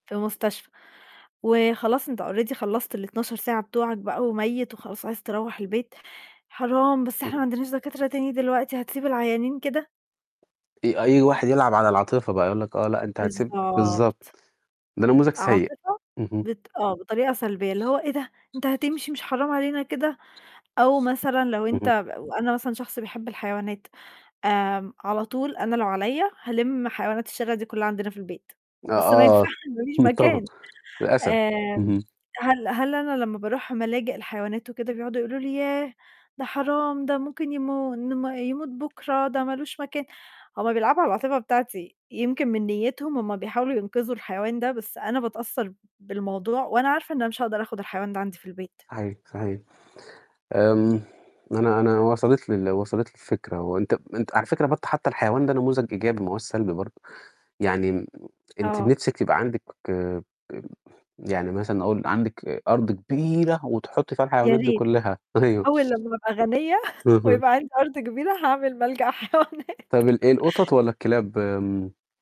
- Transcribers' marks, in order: in English: "already"; static; other background noise; unintelligible speech; tapping; other noise; laughing while speaking: "أيوه"; laughing while speaking: "غنية ويبقى عندي أرض كبيرة هاعمل ملجأ حيوانات"
- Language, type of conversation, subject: Arabic, unstructured, إيه رأيك في اللي بيستخدم العاطفة عشان يقنع غيره؟